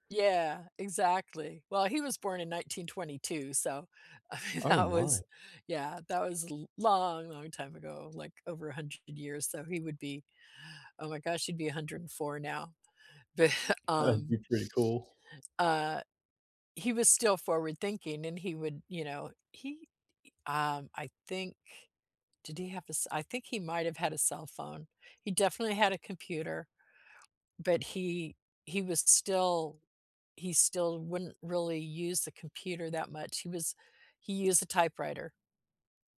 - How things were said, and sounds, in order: laughing while speaking: "I mean, that was"; stressed: "long"; laughing while speaking: "But"
- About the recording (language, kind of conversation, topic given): English, unstructured, Can nostalgia sometimes keep us from moving forward?
- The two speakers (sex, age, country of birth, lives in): female, 70-74, United States, United States; male, 30-34, United States, United States